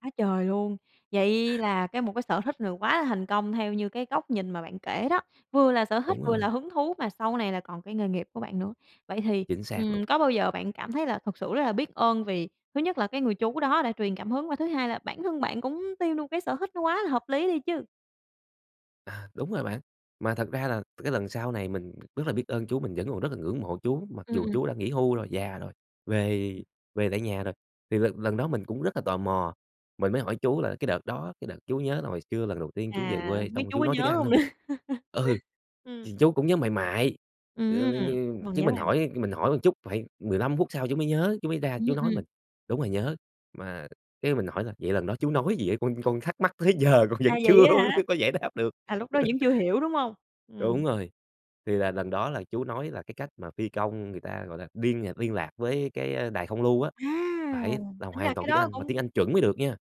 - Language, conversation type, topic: Vietnamese, podcast, Bạn nghĩ những sở thích hồi nhỏ đã ảnh hưởng đến con người bạn bây giờ như thế nào?
- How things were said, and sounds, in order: tapping; other background noise; laughing while speaking: "nữa?"; chuckle; laughing while speaking: "vẫn chưa có giải đáp được"; laugh; chuckle